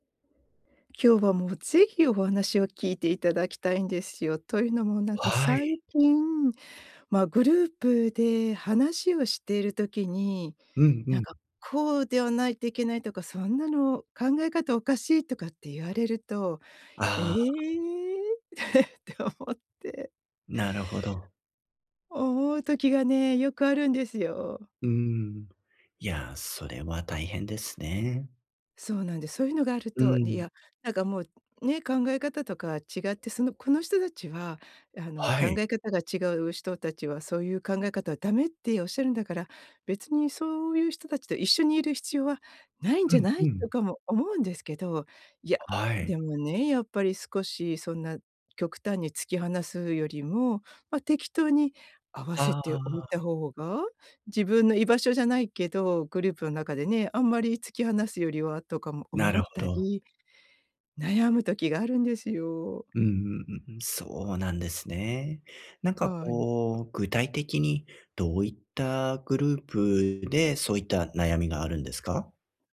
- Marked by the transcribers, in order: laughing while speaking: "ええ って、って思って"; drawn out: "ええ"; other noise
- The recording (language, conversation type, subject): Japanese, advice, グループの中で自分の居場所が見つからないとき、どうすれば馴染めますか？